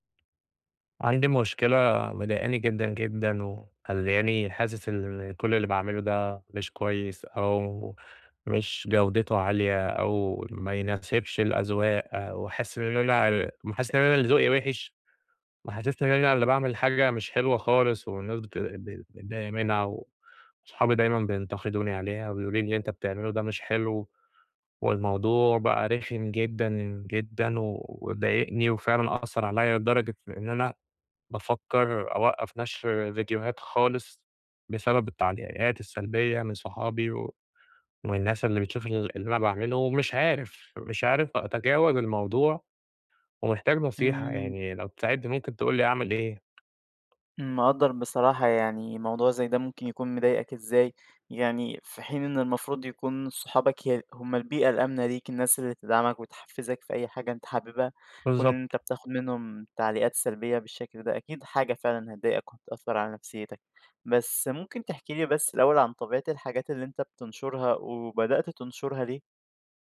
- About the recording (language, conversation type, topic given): Arabic, advice, إزاي الرفض أو النقد اللي بيتكرر خلاّك تبطل تنشر أو تعرض حاجتك؟
- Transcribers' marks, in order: tapping